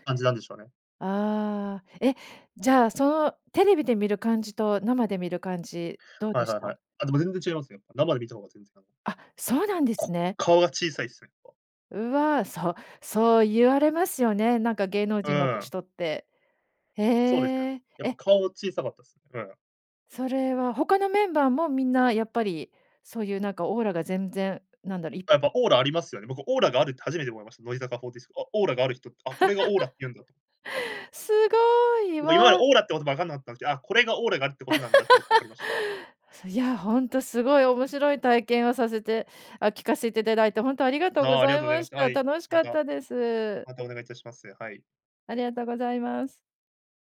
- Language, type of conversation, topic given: Japanese, podcast, ライブやコンサートで最も印象に残っている出来事は何ですか？
- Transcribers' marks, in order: laugh; laugh